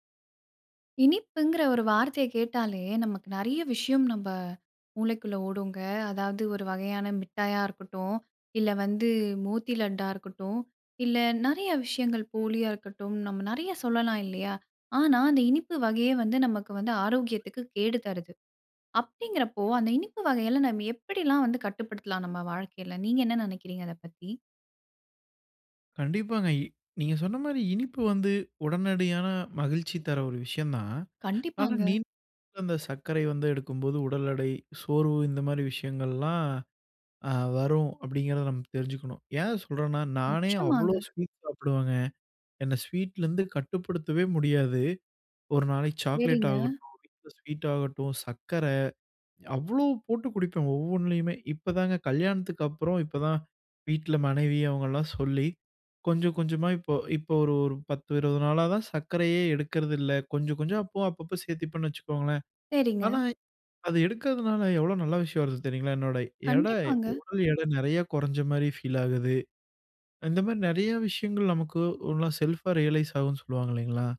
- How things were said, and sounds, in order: other background noise; in English: "ஓனா செல்ப்‌ஆ ரியலைஸ்"
- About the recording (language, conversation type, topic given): Tamil, podcast, இனிப்புகளை எவ்வாறு கட்டுப்பாட்டுடன் சாப்பிடலாம்?